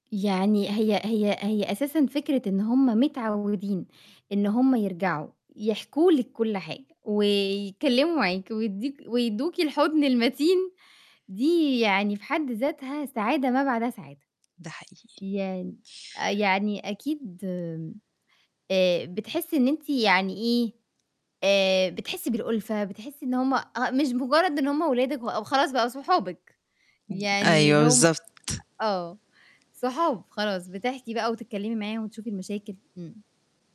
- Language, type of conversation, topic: Arabic, podcast, إيه طقوسك الصبح مع ولادك لو عندك ولاد؟
- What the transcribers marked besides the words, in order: other noise